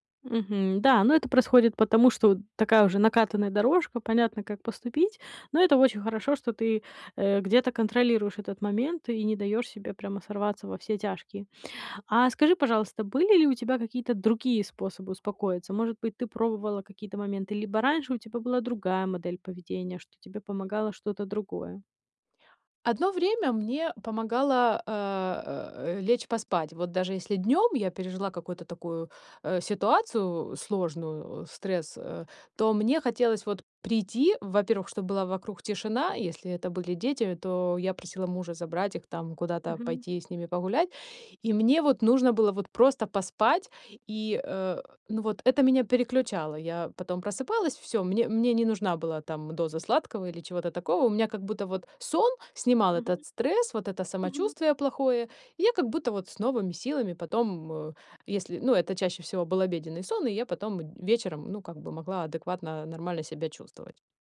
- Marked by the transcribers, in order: tapping
- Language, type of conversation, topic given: Russian, advice, Как можно справляться с эмоциями и успокаиваться без еды и телефона?
- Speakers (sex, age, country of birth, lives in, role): female, 35-39, Ukraine, United States, advisor; female, 40-44, Ukraine, United States, user